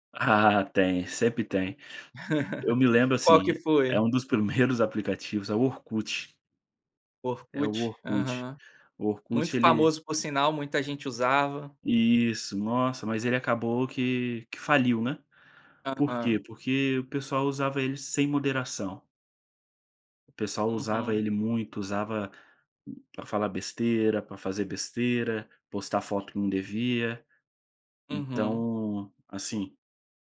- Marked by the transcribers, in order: chuckle; chuckle
- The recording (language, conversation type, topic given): Portuguese, podcast, Como a tecnologia mudou o seu dia a dia?